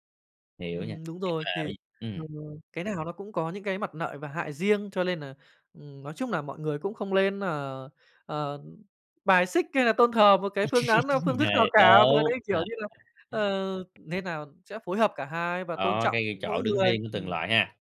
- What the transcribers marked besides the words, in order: tapping; other background noise; unintelligible speech; "lợi" said as "nợi"; laugh; unintelligible speech
- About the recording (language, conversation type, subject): Vietnamese, podcast, Thanh toán không tiền mặt ở Việt Nam hiện nay tiện hơn hay gây phiền toái hơn, bạn nghĩ sao?
- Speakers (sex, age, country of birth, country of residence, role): male, 25-29, Vietnam, Japan, guest; male, 30-34, Vietnam, Vietnam, host